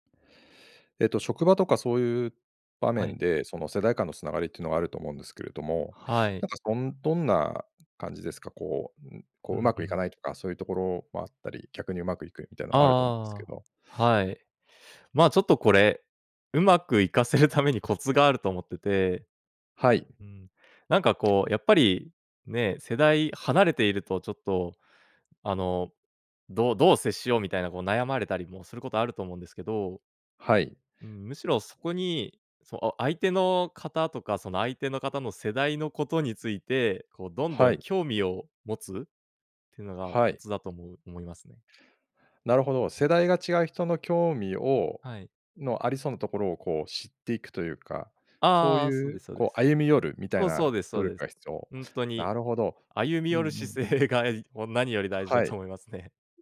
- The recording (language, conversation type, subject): Japanese, podcast, 世代間のつながりを深めるには、どのような方法が効果的だと思いますか？
- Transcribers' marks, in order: laughing while speaking: "いかせる"; other background noise; other noise; laughing while speaking: "姿勢が、えい 何より大事だと思いますね"